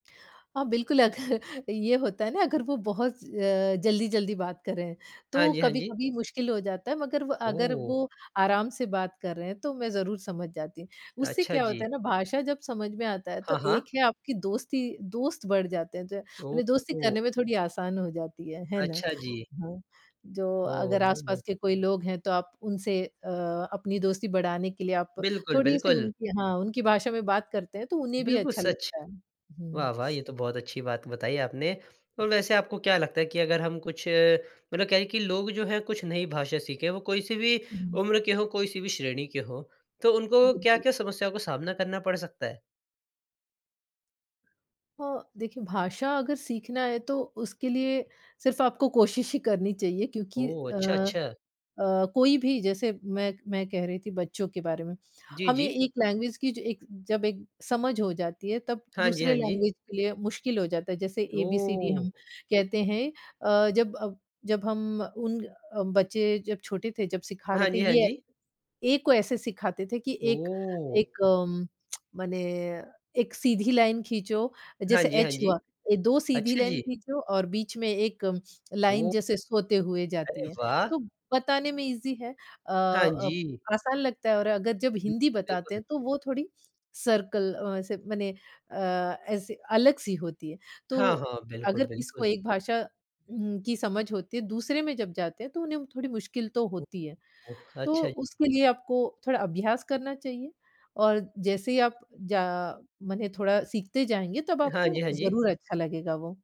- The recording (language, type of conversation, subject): Hindi, podcast, नई पीढ़ी तक आप अपनी भाषा कैसे पहुँचाते हैं?
- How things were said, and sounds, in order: laughing while speaking: "अगर"; in English: "लैंग्वेज"; in English: "लैंग्वेज"; tsk; in English: "लाइन"; in English: "लाइन"; in English: "लाइन"; in English: "ईज़ी"; in English: "सर्कल"